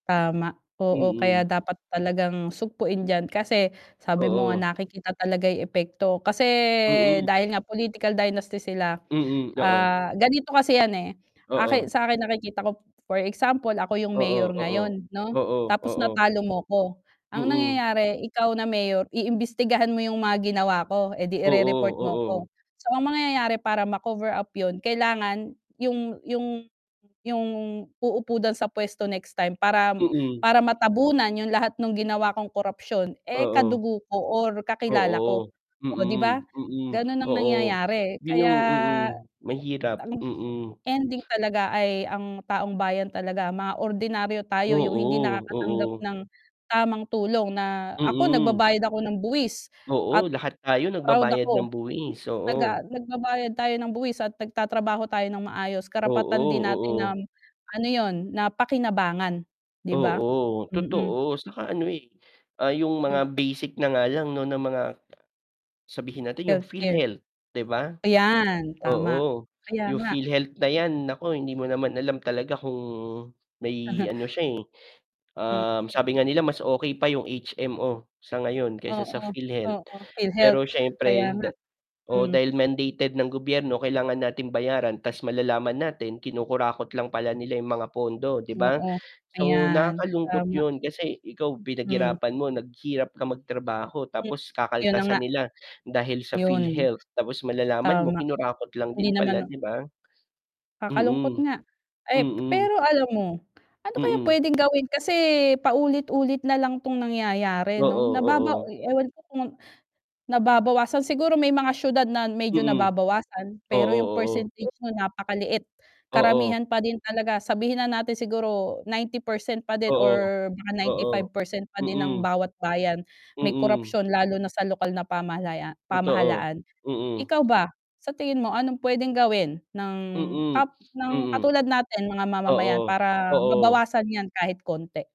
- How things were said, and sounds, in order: static; tapping; other background noise; distorted speech; chuckle; sniff
- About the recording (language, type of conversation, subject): Filipino, unstructured, Ano ang masasabi mo tungkol sa pagdami ng mga kaso ng katiwalian sa lokal na pamahalaan?